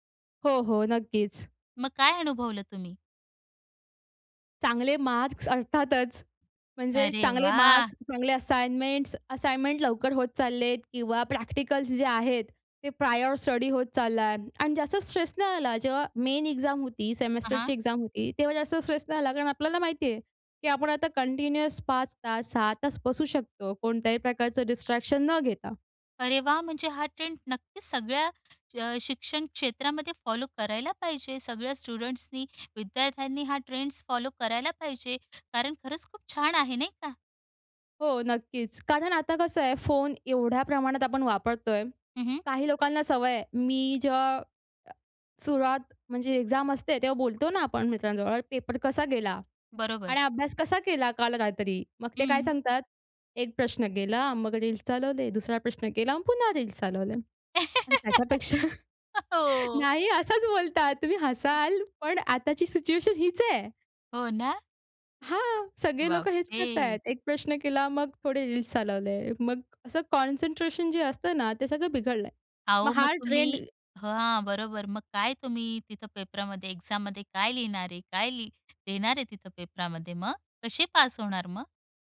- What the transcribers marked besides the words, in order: in English: "असाइनमेंट्स. असाइनमेंट"; other background noise; in English: "प्रायर स्टडी"; in English: "मेन एक्झाम"; in English: "एक्झाम"; in English: "कंटिन्युअस"; in English: "डिस्ट्रॅक्शन"; in English: "स्टुडंट्सनी"; in English: "एक्झाम"; laugh; laughing while speaking: "हं, हो"; laughing while speaking: "त्याच्यापेक्षा नाही असाच बोलतात"; surprised: "बापरे!"; in English: "कॉन्सनट्रेशन"; in English: "एक्झाममध्ये"; "कशे" said as "कसे"
- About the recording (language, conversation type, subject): Marathi, podcast, सोशल मीडियावर व्हायरल होणारे ट्रेंड्स तुम्हाला कसे वाटतात?